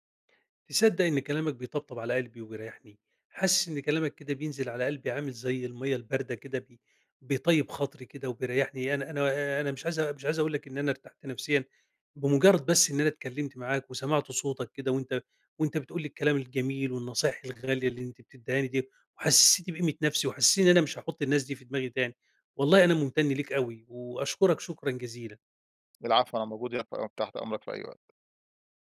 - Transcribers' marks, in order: none
- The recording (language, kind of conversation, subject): Arabic, advice, إزاي أتعامل مع قلقي من إن الناس تحكم على اختياراتي الشخصية؟